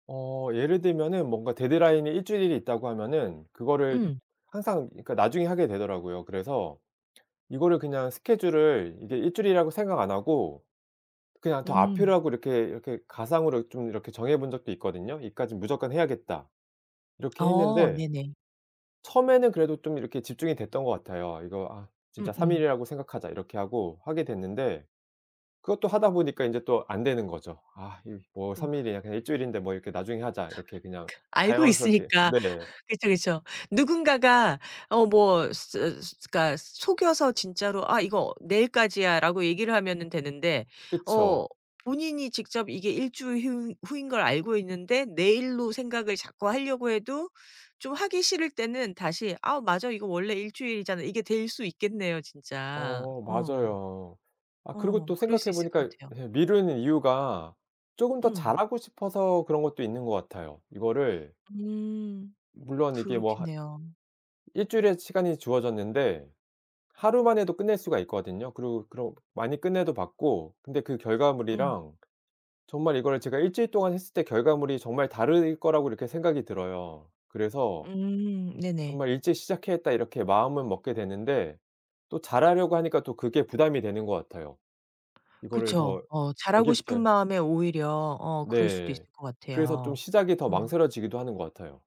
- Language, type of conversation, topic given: Korean, advice, 미루는 습관 때문에 중요한 일을 자꾸 늦추게 되는데 어떻게 해야 할까요?
- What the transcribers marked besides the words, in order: tapping; other background noise; laughing while speaking: "아 그"